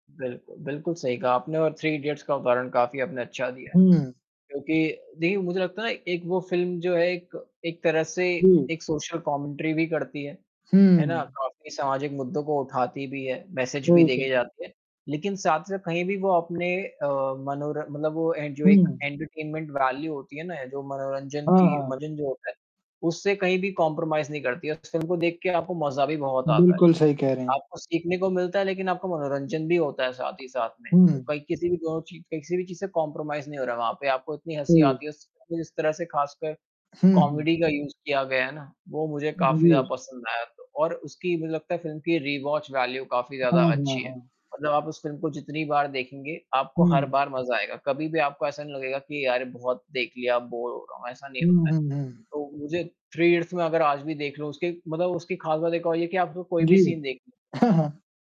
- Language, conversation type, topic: Hindi, unstructured, आपके हिसाब से एक अच्छी फिल्म की सबसे बड़ी खासियत क्या होती है?
- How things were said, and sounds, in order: static; in English: "सोशल कॉमेंट्री"; distorted speech; in English: "मैसेज़"; in English: "एंटरटेनमेंट वैल्यू"; tapping; in English: "कॉम्प्रोमाइज़"; in English: "कॉम्प्रोमाइज़"; in English: "कॉमेडी"; in English: "यूज़"; in English: "रीवॉच वैल्यू"; in English: "बोर"; chuckle